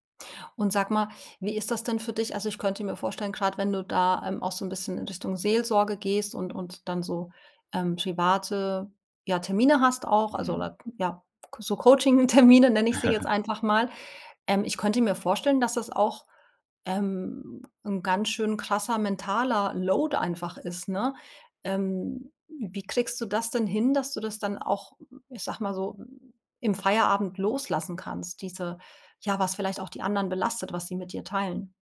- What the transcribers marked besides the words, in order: laughing while speaking: "Coaching-Termine"; laugh; in English: "Load"
- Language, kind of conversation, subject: German, podcast, Wie findest du eine gute Balance zwischen Arbeit und Freizeit?